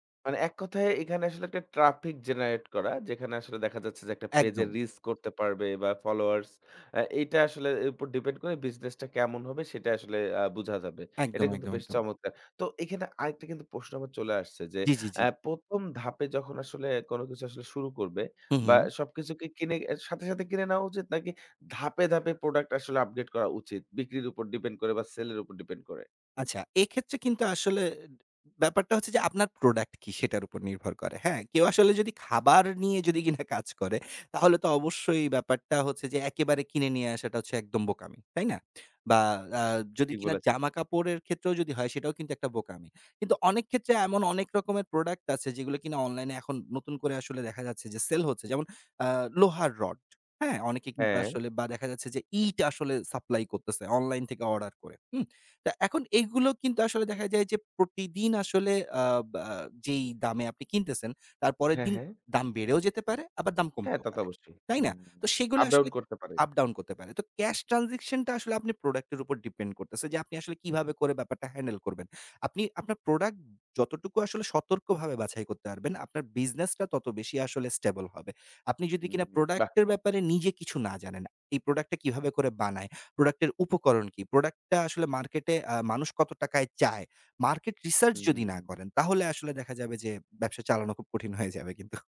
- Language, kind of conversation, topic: Bengali, podcast, কম বাজেটে শুরু করার জন্য আপনি কী পরামর্শ দেবেন?
- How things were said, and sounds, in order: in English: "ট্রাফিক জেনারেট"; throat clearing